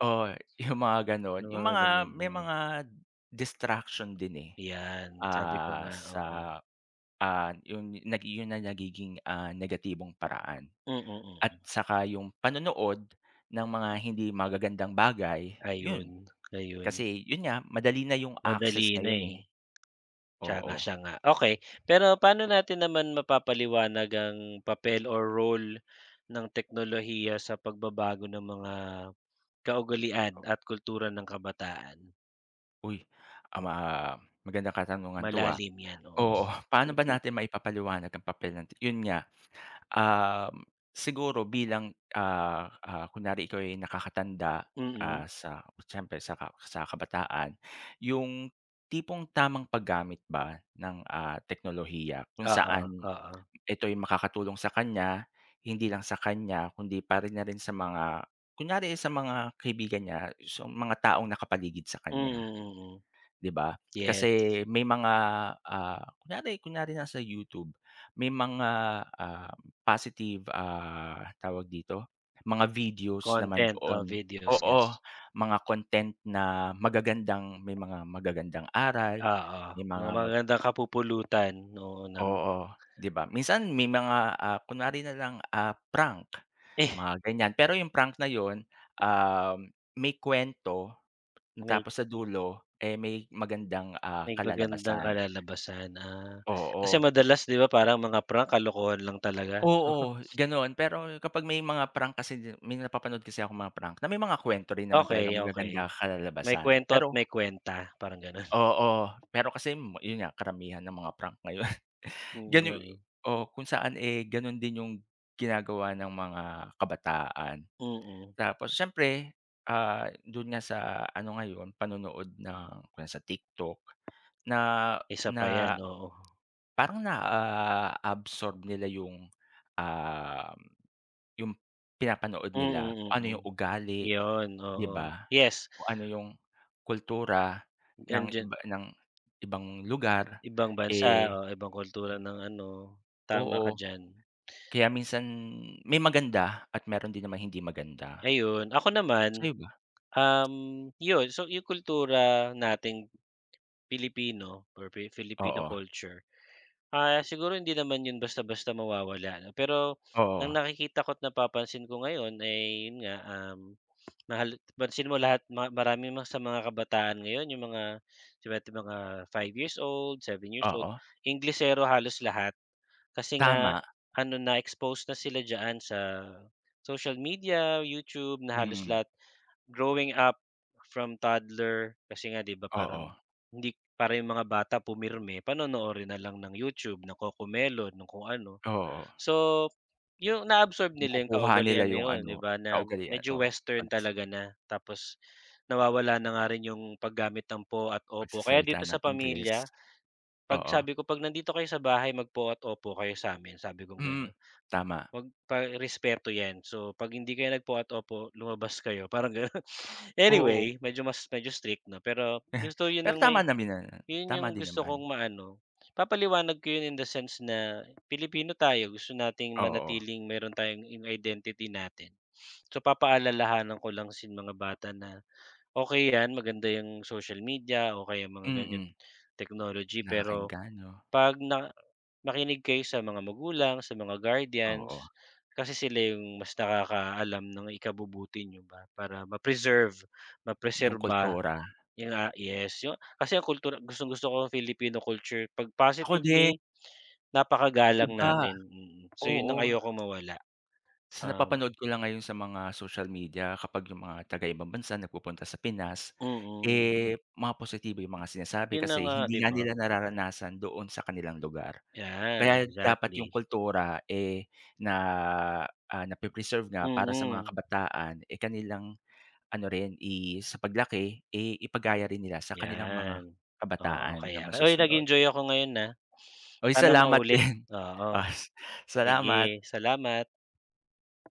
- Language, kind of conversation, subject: Filipino, unstructured, Ano ang masasabi mo tungkol sa pag-unlad ng teknolohiya at sa epekto nito sa mga kabataan?
- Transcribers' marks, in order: chuckle; tapping